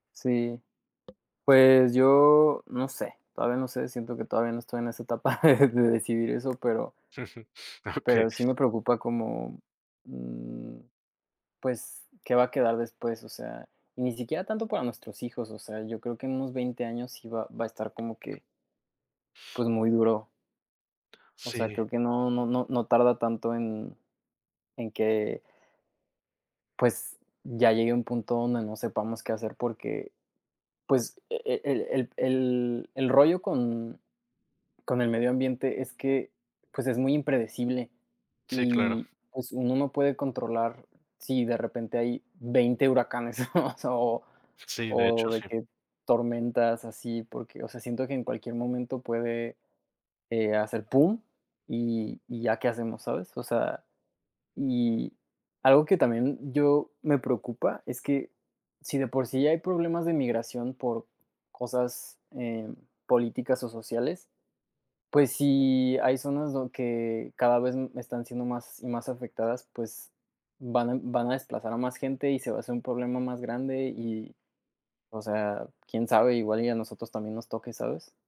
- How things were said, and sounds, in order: other background noise; tapping; laughing while speaking: "etapa de"; chuckle; laughing while speaking: "Okey"; chuckle
- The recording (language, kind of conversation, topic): Spanish, unstructured, ¿Por qué crees que es importante cuidar el medio ambiente?
- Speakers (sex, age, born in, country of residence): male, 25-29, Mexico, Mexico; male, 35-39, Mexico, Mexico